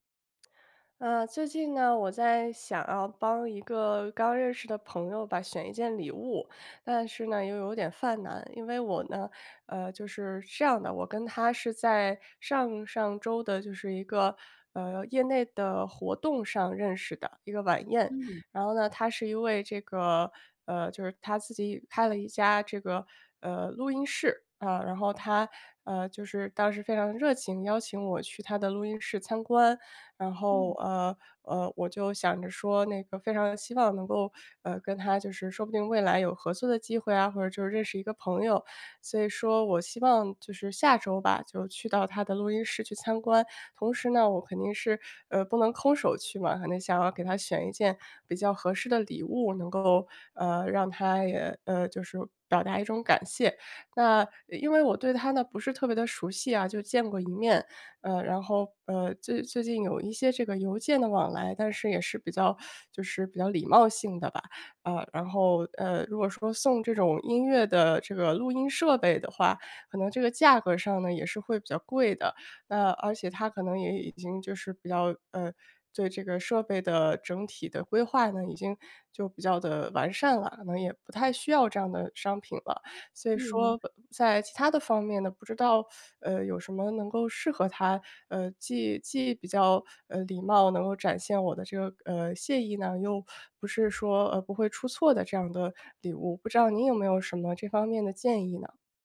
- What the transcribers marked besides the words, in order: teeth sucking; teeth sucking
- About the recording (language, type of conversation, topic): Chinese, advice, 怎样挑选礼物才能不出错并让对方满意？
- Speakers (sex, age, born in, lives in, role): female, 30-34, China, United States, user; female, 35-39, China, United States, advisor